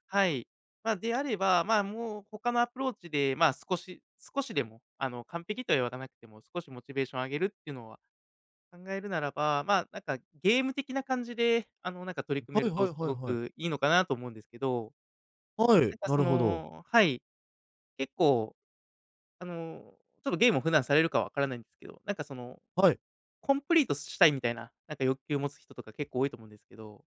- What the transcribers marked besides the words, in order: tapping; unintelligible speech
- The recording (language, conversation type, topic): Japanese, advice, 誘惑に負けて計画どおりに進められないのはなぜですか？